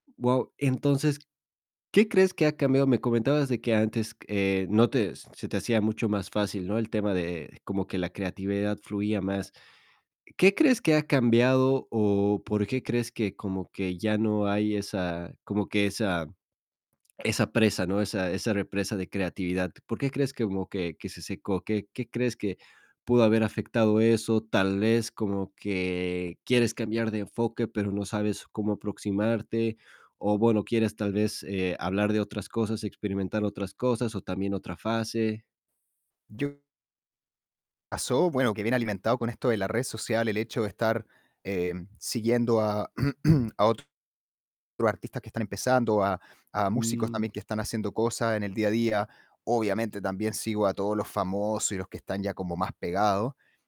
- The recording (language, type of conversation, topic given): Spanish, advice, ¿Cómo te distraes con las redes sociales durante tus momentos creativos?
- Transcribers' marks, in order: distorted speech; throat clearing